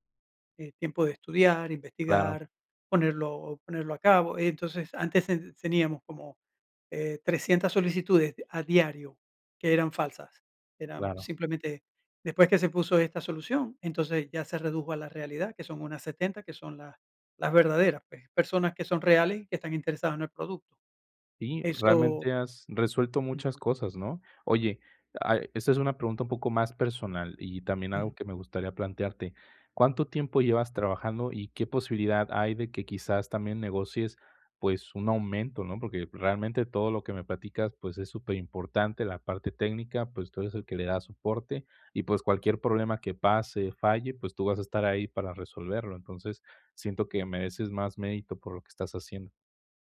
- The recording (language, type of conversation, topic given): Spanish, advice, ¿Cómo puedo negociar el reconocimiento y el crédito por mi aporte en un proyecto en equipo?
- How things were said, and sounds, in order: none